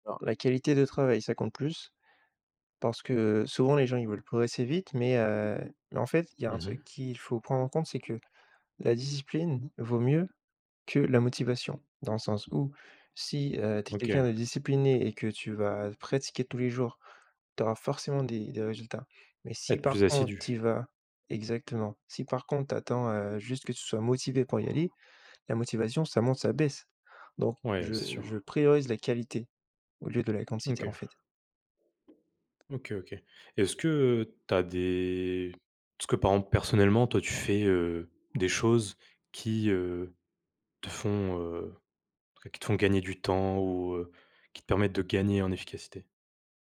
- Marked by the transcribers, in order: tapping
- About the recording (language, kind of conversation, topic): French, podcast, Quelles astuces recommandes-tu pour progresser rapidement dans un loisir ?